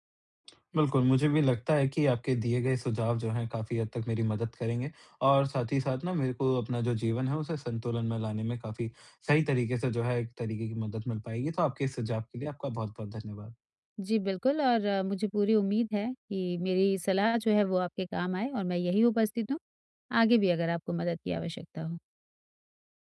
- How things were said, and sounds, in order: tapping
- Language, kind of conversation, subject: Hindi, advice, काम के दौरान थकान कम करने और मन को तरोताज़ा रखने के लिए मैं ब्रेक कैसे लूँ?